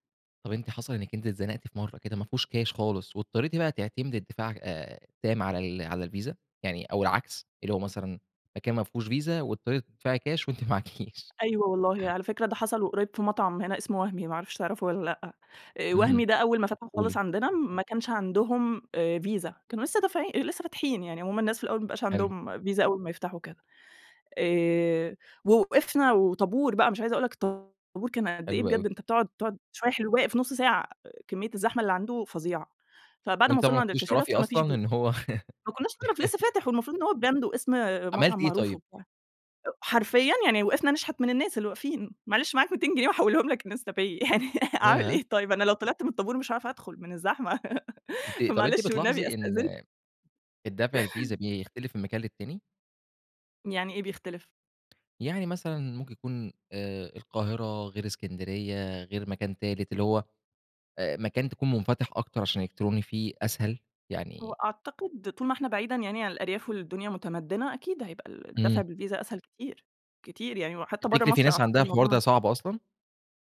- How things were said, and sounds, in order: in English: "كاش"; laughing while speaking: "وأنتِ معاكيش"; tapping; giggle; in English: "براند"; laughing while speaking: "معلش معاك مِيتين جنيه وأحوِّلهم … فمعلش والنبي، أستأذن"; laugh; laugh; chuckle; unintelligible speech
- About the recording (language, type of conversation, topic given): Arabic, podcast, إيه رأيك في الدفع الإلكتروني بدل الكاش؟